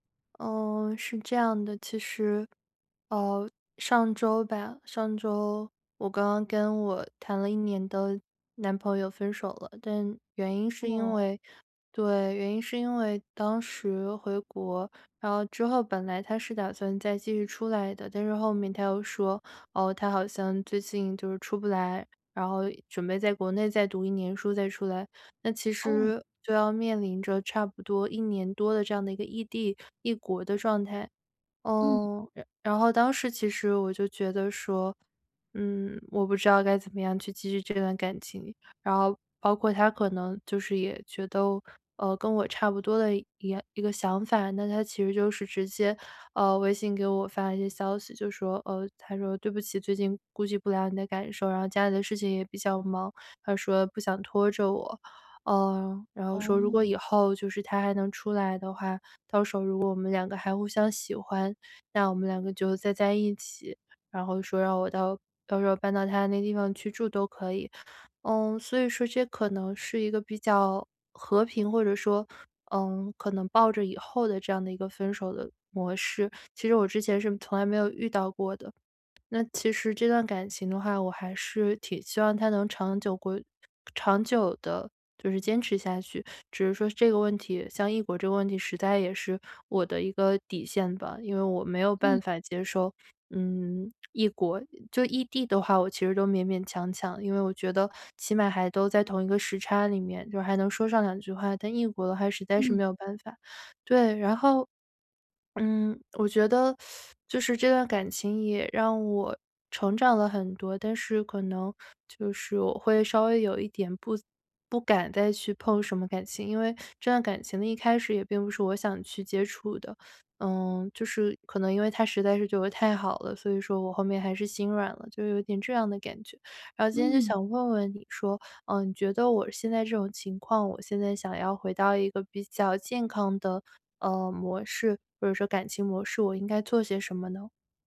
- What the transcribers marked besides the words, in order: swallow; teeth sucking
- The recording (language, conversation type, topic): Chinese, advice, 分手后我该如何开始自我修复并实现成长？